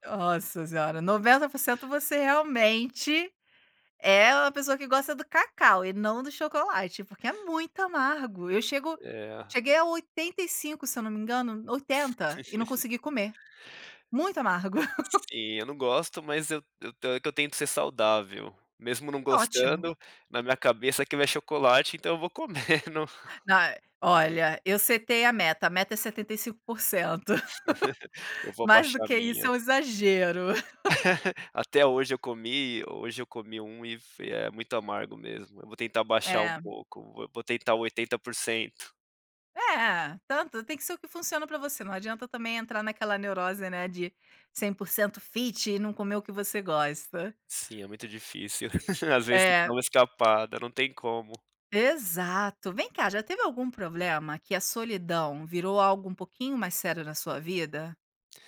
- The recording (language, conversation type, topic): Portuguese, podcast, Quando você se sente sozinho, o que costuma fazer?
- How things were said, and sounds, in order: chuckle; chuckle; chuckle; chuckle; chuckle